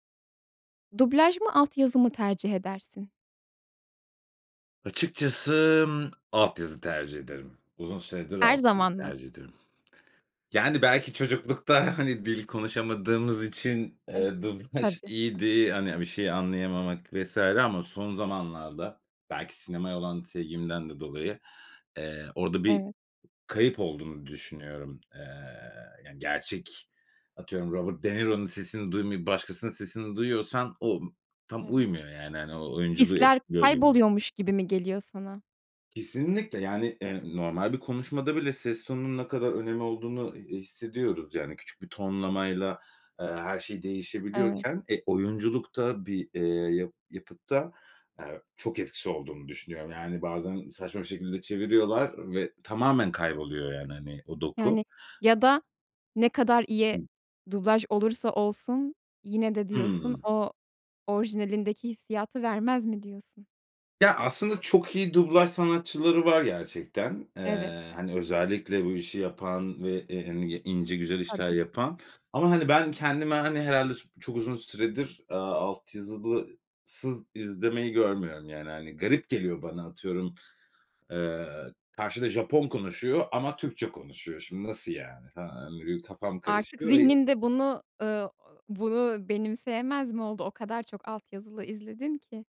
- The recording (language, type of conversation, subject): Turkish, podcast, Dublaj mı yoksa altyazı mı tercih ediyorsun, neden?
- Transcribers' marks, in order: chuckle; laughing while speaking: "dublaj"; other noise; "yazısız" said as "yazılısız"; unintelligible speech; unintelligible speech